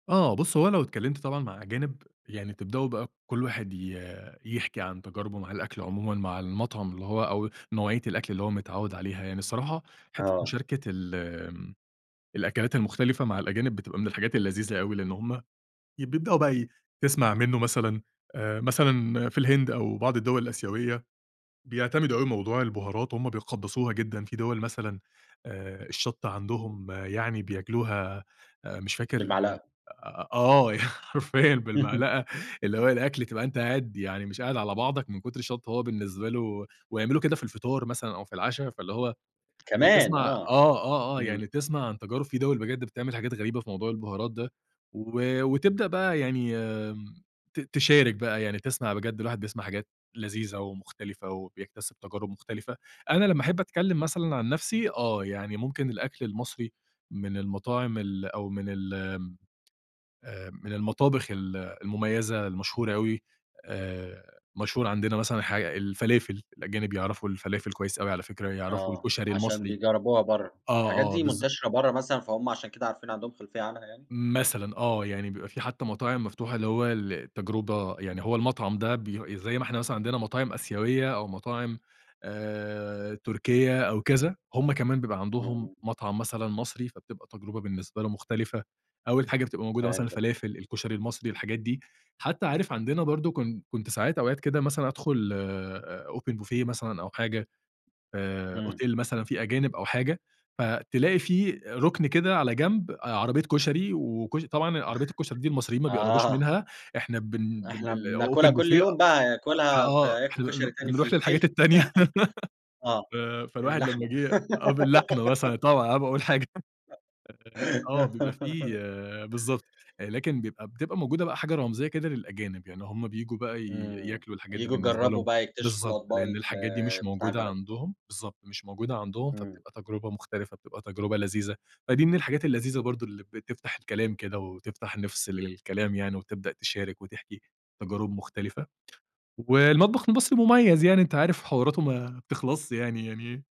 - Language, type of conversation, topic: Arabic, podcast, إيه دور الأكل التقليدي في هويتك؟
- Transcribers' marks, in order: laughing while speaking: "آه، ي حرفيًا بالمعلقة"; tongue click; in English: "أوبن بوفيه"; in French: "أوتيل"; chuckle; in English: "الأوبن بوفيه"; laugh; laughing while speaking: "طبعًا قبل ما اقول حاجة"; in French: "الأوتيل"; chuckle; giggle